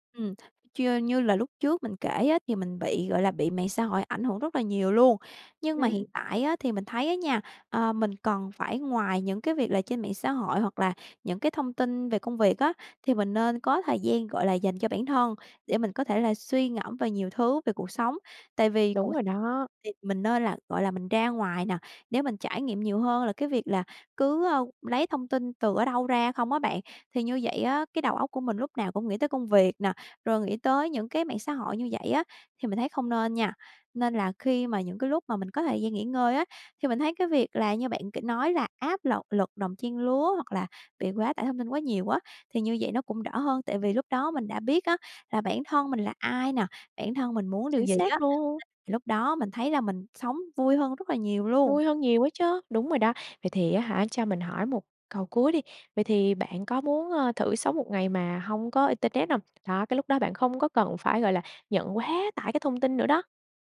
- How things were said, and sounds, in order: unintelligible speech; other background noise
- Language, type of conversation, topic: Vietnamese, podcast, Bạn đối phó với quá tải thông tin ra sao?
- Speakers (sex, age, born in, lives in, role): female, 25-29, Vietnam, Vietnam, guest; female, 25-29, Vietnam, Vietnam, host